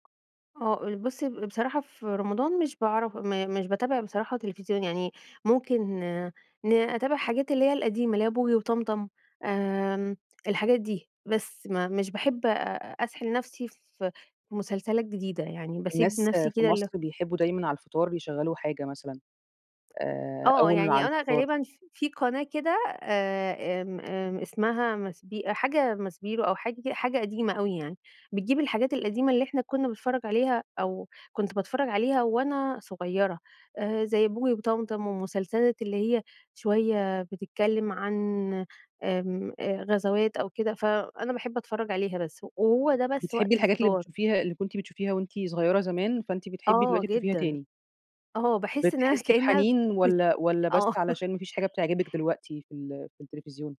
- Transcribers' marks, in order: tapping; laughing while speaking: "كأن أنا"; chuckle
- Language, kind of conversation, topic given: Arabic, podcast, إزاي بتجهز من بدري لرمضان أو للعيد؟